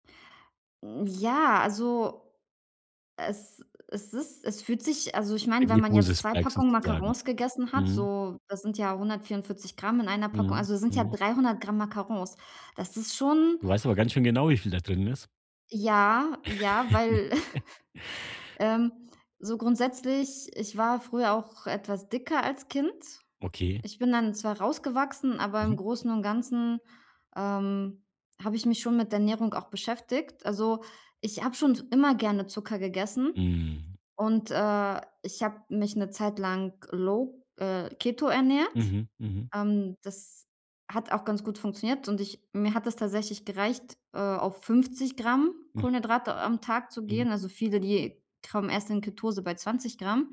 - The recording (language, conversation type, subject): German, advice, Wie erkenne ich, ob meine Gefühle Heißhunger auslösen?
- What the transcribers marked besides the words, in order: chuckle; snort; in English: "low"